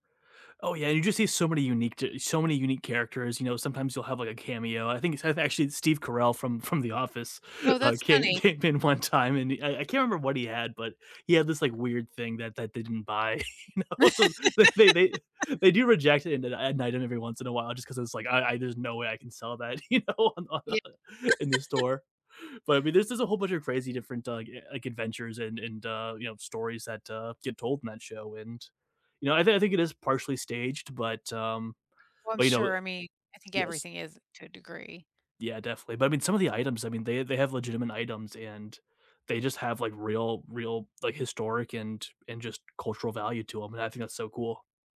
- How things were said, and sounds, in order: laughing while speaking: "from"; laughing while speaking: "came in one time"; laugh; laughing while speaking: "you know"; laugh; laughing while speaking: "you know"; tapping
- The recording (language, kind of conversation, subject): English, unstructured, Which comfort shows do you rewatch to boost your mood, and what makes them feel like home?
- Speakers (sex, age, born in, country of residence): female, 50-54, United States, United States; male, 30-34, United States, United States